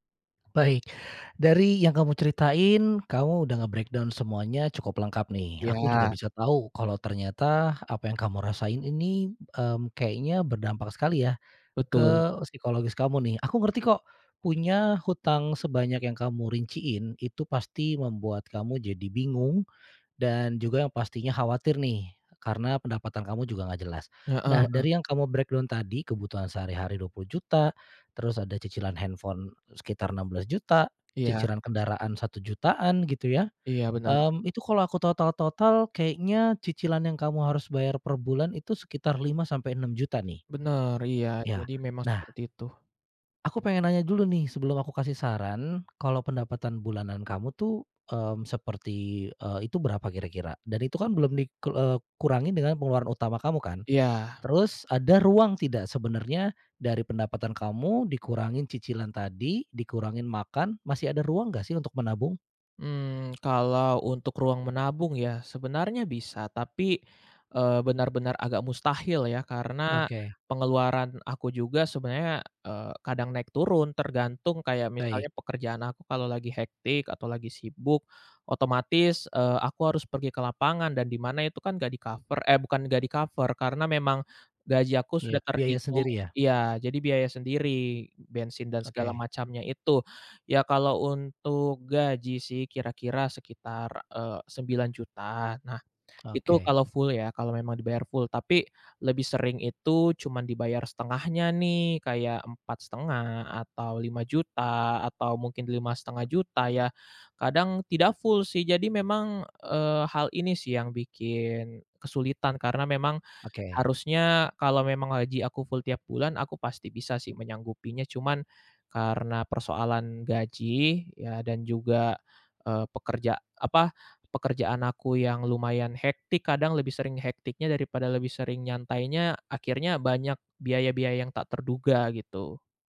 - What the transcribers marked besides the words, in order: in English: "nge-breakdown"; in English: "breakdown"; tapping
- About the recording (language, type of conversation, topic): Indonesian, advice, Bingung memilih melunasi utang atau mulai menabung dan berinvestasi